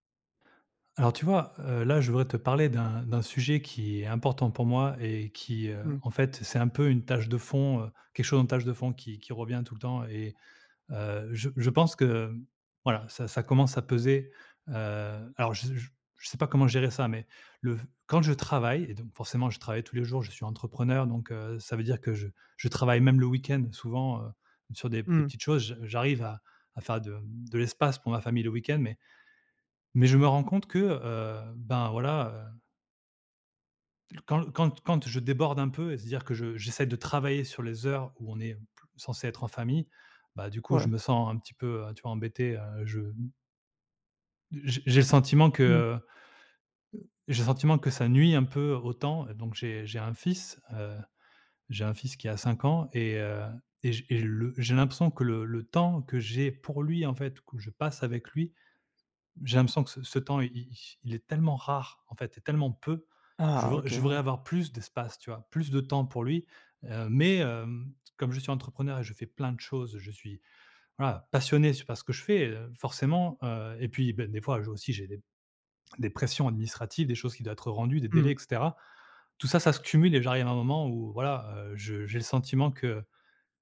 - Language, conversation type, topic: French, advice, Comment gérez-vous la culpabilité de négliger votre famille et vos amis à cause du travail ?
- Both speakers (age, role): 20-24, advisor; 40-44, user
- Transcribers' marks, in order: other noise; stressed: "travailler"